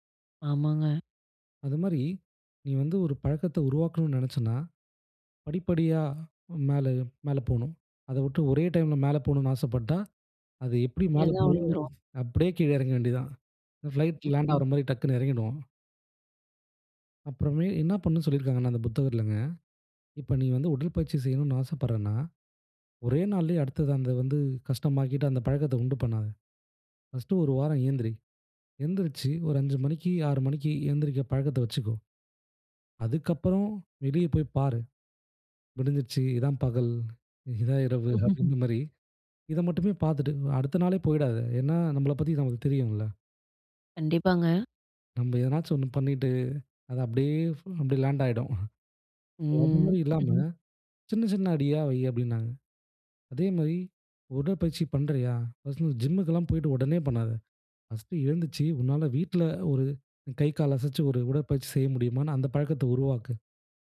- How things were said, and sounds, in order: in English: "ஃபிளைட் லேண்ட்"; in English: "ஃபர்ஸ்டு"; laugh; in English: "லேண்ட்"; laugh; chuckle; in English: "ஃபர்ஸ்ட்டு"; in English: "ஜிம்க்குலாம்"; in English: "ஃபர்ஸ்ட்டு"
- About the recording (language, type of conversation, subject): Tamil, podcast, ஒரு பழக்கத்தை உடனே மாற்றலாமா, அல்லது படிப்படியாக மாற்றுவது நல்லதா?